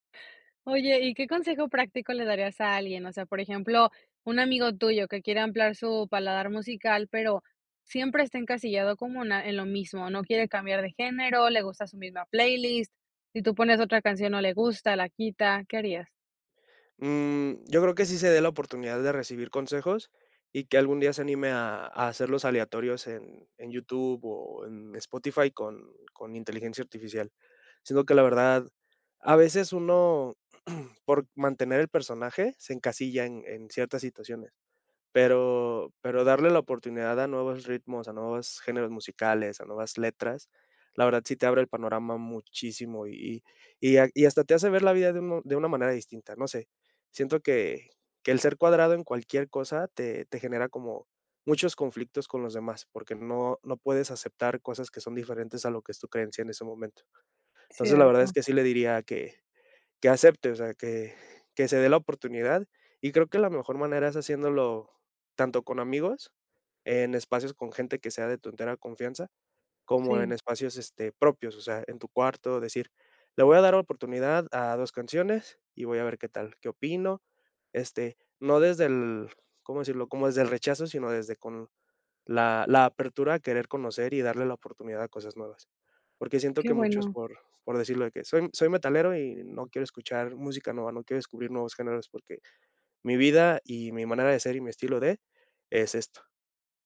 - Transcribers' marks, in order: throat clearing
- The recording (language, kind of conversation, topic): Spanish, podcast, ¿Cómo descubres música nueva hoy en día?